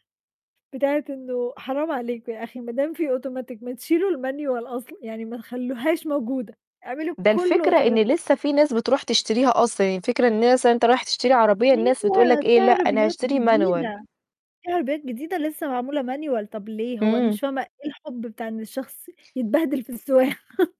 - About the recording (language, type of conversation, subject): Arabic, unstructured, إنت بتحب تتعلم حاجات جديدة إزاي؟
- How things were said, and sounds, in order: in English: "automatic"; in English: "الManual"; in English: "automatic"; in English: "Manual"; in English: "Manual"; other noise; laughing while speaking: "في السواقة"